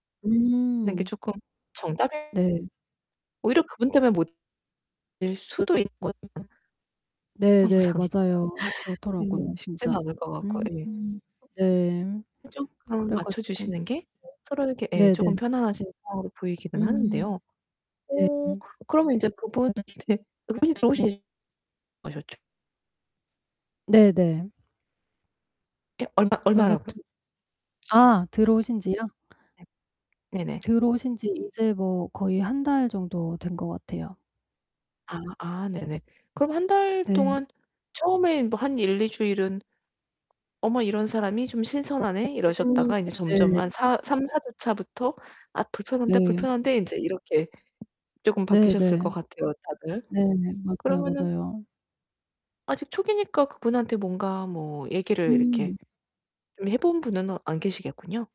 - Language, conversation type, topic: Korean, advice, 어떻게 하면 더 잘 거절하고 건강한 경계를 분명하게 설정할 수 있을까요?
- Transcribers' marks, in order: distorted speech; background speech; static; laughing while speaking: "항상"; other background noise; unintelligible speech; tapping; unintelligible speech; unintelligible speech; mechanical hum